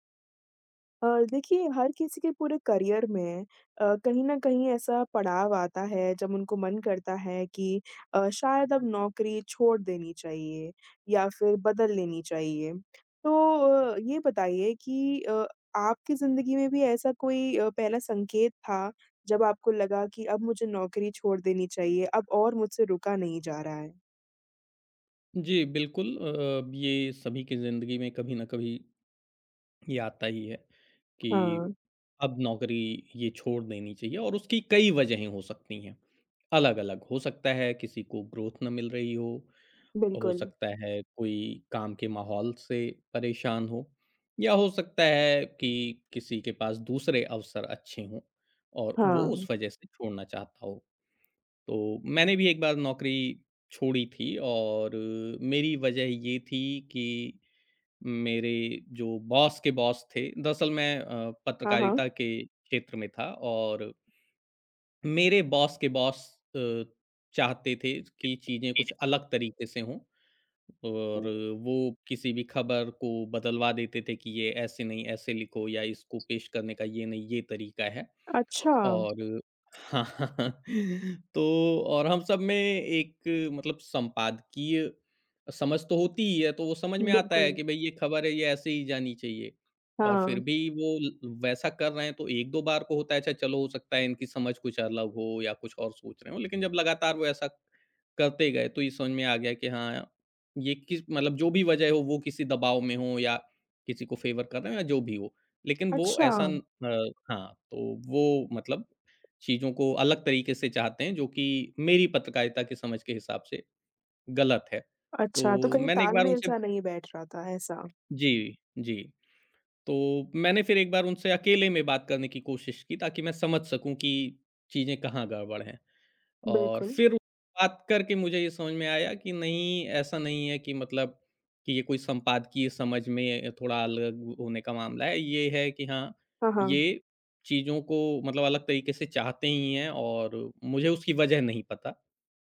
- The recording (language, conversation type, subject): Hindi, podcast, नौकरी छोड़ने का सही समय आप कैसे पहचानते हैं?
- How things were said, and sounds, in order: tapping; in English: "करियर"; in English: "ग्रोथ"; in English: "बॉस"; in English: "बॉस"; other background noise; in English: "बॉस"; in English: "बॉस"; background speech; laughing while speaking: "हाँ, हाँ, हाँ"; in English: "फ़ेवर"